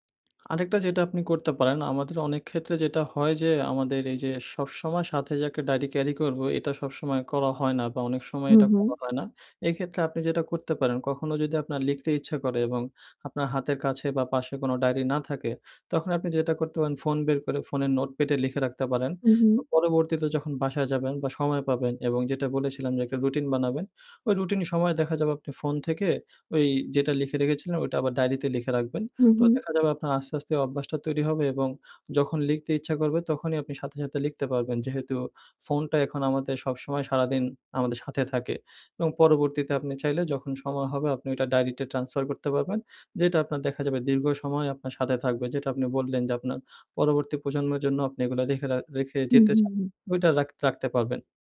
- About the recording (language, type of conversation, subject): Bengali, advice, কৃতজ্ঞতার দিনলিপি লেখা বা ডায়েরি রাখার অভ্যাস কীভাবে শুরু করতে পারি?
- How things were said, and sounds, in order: lip smack; in English: "carry"; in English: "notepad"; in English: "transfer"